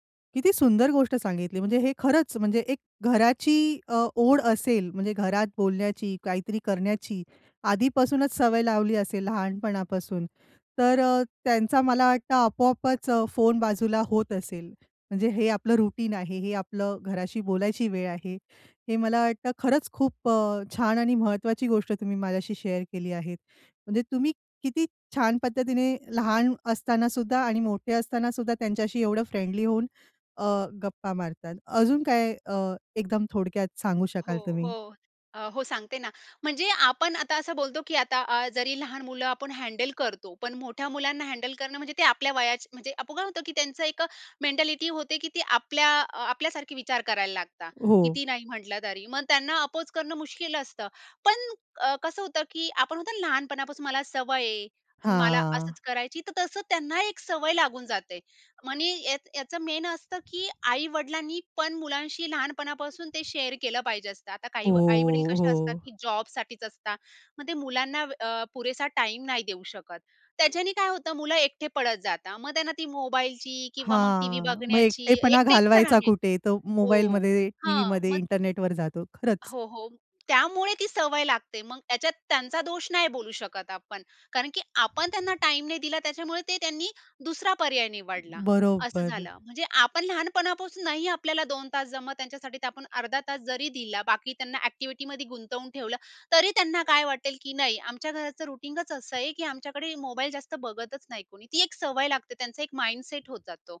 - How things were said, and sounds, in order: in English: "रूटीन"; in English: "शेअर"; in English: "फ्रेंडली"; in English: "हँडल"; in English: "हँडल"; in English: "मेंटॅलिटी"; in English: "अपोज"; in English: "मेन"; in English: "शेअर"; in English: "जॉबसाठीच"; other background noise; in English: "एक्टिव्हिटीमध्ये"; in English: "रूटींगच"; "रुटीनच" said as "रूटींगच"; in English: "माइंडसेट"
- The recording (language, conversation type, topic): Marathi, podcast, मुलांशी दररोज प्रभावी संवाद कसा साधता?